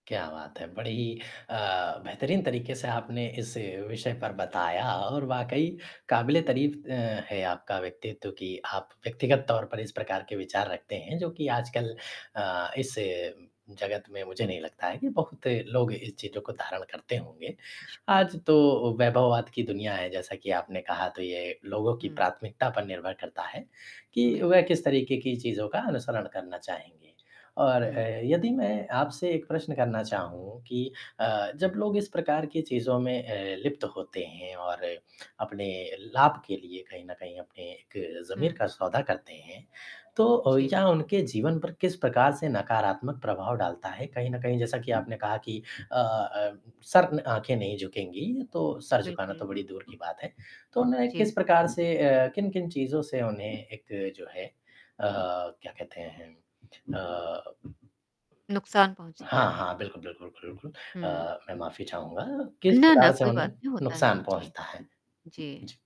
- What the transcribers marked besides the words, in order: static; distorted speech; lip smack; tapping
- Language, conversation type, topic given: Hindi, podcast, आपके घर में परवरिश के दौरान प्यार और सख्ती का संतुलन कैसा था?